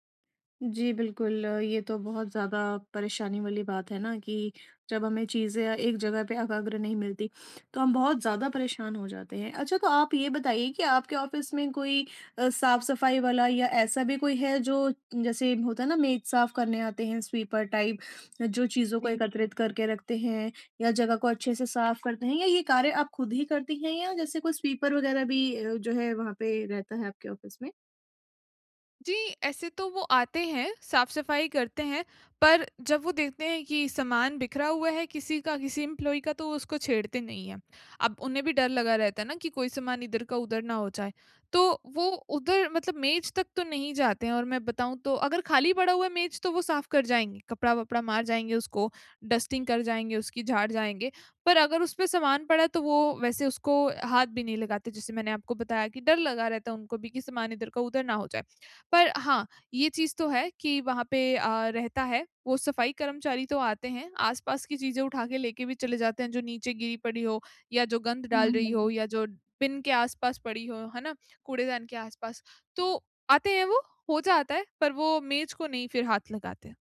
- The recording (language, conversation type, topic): Hindi, advice, टूल्स और सामग्री को स्मार्ट तरीके से कैसे व्यवस्थित करें?
- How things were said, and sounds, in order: sniff; in English: "ऑफिस"; horn; in English: "स्वीपर टाइप"; in English: "ऑफिस"; in English: "एम्प्लॉयी"; in English: "डस्टिंग"; in English: "बिन"